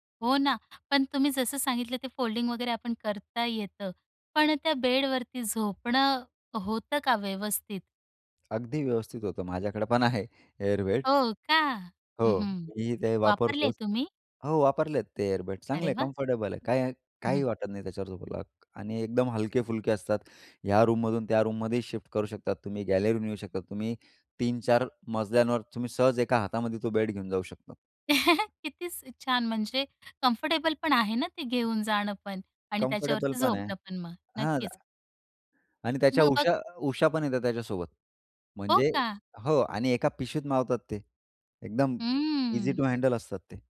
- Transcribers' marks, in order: in English: "फोल्डिंग"; other background noise; in English: "एअर बेड"; anticipating: "हो का?"; in English: "एअर बेड"; in English: "कम्फर्टेबल"; in English: "रूममधून"; in English: "रूममध्येही"; chuckle; in English: "कम्फर्टेबल"; in English: "कम्फर्टेबल"; unintelligible speech; tapping; in English: "ईझी टू हँडल"
- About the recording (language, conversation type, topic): Marathi, podcast, लहान खोल्यासाठी जागा वाचवण्याचे उपाय काय आहेत?